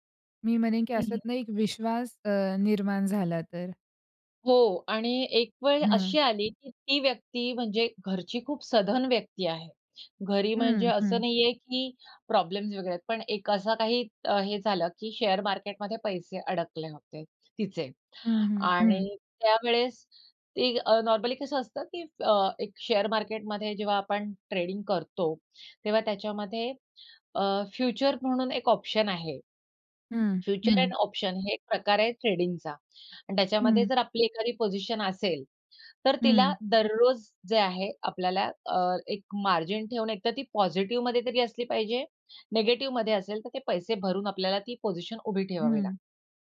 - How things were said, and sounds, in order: in English: "शेअर मार्केटमध्ये"; in English: "शेअर मार्केटमध्ये"; in English: "ट्रेडिंग"; in English: "फ्युचर अँड ऑप्शन"; in English: "ट्रेडिंगचा"; in English: "मार्जिन"
- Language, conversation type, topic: Marathi, podcast, प्रवासात भेटलेले मित्र दीर्घकाळ टिकणारे जिवलग मित्र कसे बनले?
- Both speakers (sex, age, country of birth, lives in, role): female, 45-49, India, India, guest; female, 45-49, India, India, host